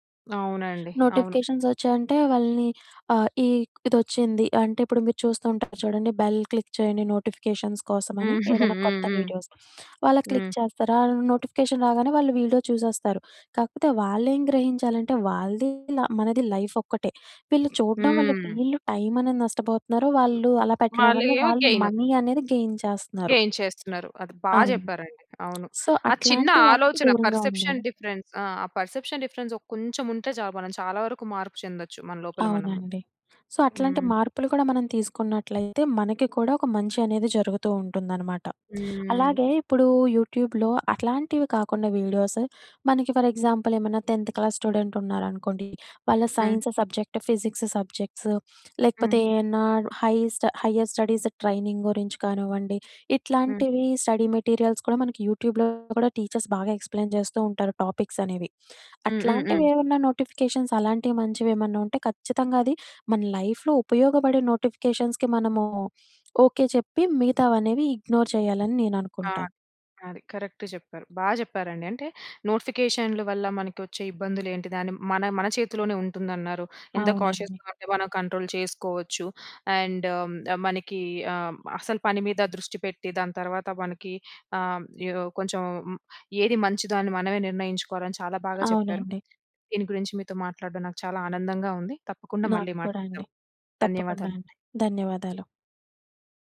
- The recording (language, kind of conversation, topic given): Telugu, podcast, నోటిఫికేషన్లు తగ్గిస్తే మీ ఫోన్ వినియోగంలో మీరు ఏ మార్పులు గమనించారు?
- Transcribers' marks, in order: in English: "నోటిఫికేషన్స్"; other background noise; tapping; in English: "బెల్ క్లిక్"; in English: "నోటిఫికేషన్స్"; giggle; in English: "వీడియోస్"; in English: "క్లిక్"; in English: "నోటిఫికేషన్"; in English: "లైఫ్"; in English: "గెయిన్"; in English: "మనీ"; in English: "గెయిన్"; in English: "గెయిన్"; in English: "సో"; in English: "పర్సెప్షన్ డిఫరెన్స్"; in English: "పర్సెప్షన్ డిఫరెన్స్"; in English: "సో"; in English: "యూట్యూబ్‍లో"; in English: "ఫర్ ఎగ్జాంపుల్"; in English: "టెన్త్ క్లాస్ స్టూడెంట్"; in English: "సైన్స్ సబ్జెక్ట్, ఫిజిక్స్ సబ్జెక్ట్స్"; in English: "హై‌స్ట్ హైర్ స్టడీస్ ట్రైనింగ్"; in English: "స్టడీ మెటీరియల్స్"; in English: "యూట్యూబ్‍లో"; in English: "టీచర్స్"; in English: "ఎక్స్‌ప్లెయిన్"; in English: "నోటిఫికేషన్స్"; in English: "లైఫ్‌లో"; in English: "నోటిఫికేషన్స్‌కి"; in English: "ఇగ్నోర్"; in English: "కరెక్ట్"; in English: "కాషియస్‌గా"; in English: "కంట్రోల్"; in English: "అండ్"